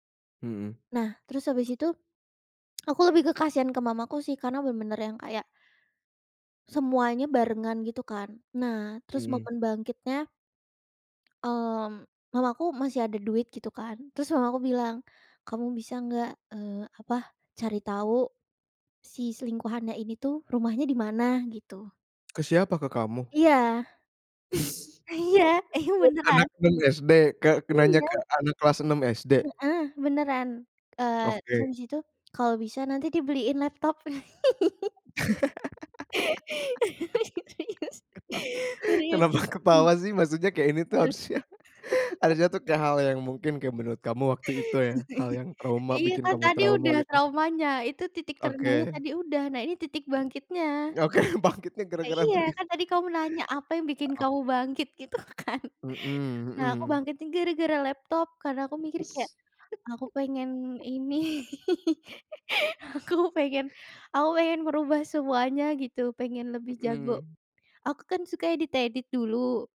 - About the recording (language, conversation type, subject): Indonesian, podcast, Kapan kamu pernah merasa berada di titik terendah, dan apa yang membuatmu bangkit?
- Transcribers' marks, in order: other background noise; tsk; laugh; laughing while speaking: "Iya. Ini"; laugh; laughing while speaking: "Kenapa"; laugh; laughing while speaking: "Serius"; laughing while speaking: "harusnya"; laugh; laugh; laughing while speaking: "Oke bangkitnya gara-gara dibeliin"; laughing while speaking: "kan"; laugh; laughing while speaking: "ini. Aku pengen"; laugh